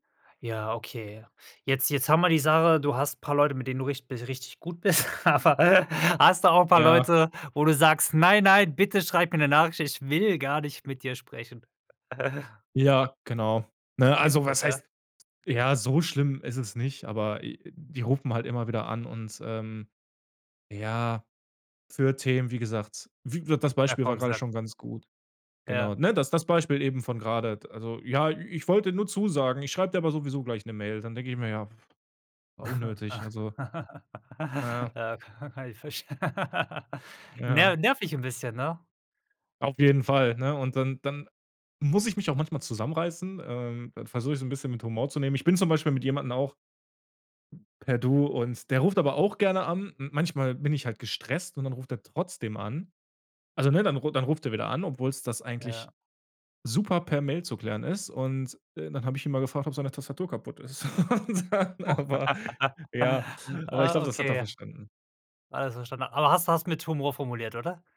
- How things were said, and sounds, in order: laughing while speaking: "aber"; put-on voice: "Nein, nein, bitte schreib mir 'ne Nachricht"; stressed: "will"; laugh; giggle; laughing while speaking: "Ja, ka kann ich verst"; laugh; other background noise; stressed: "trotzdem"; laugh; laughing while speaking: "Oh"; laughing while speaking: "Und dann, aber"
- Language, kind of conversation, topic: German, podcast, Wann ist für dich ein Anruf besser als eine Nachricht?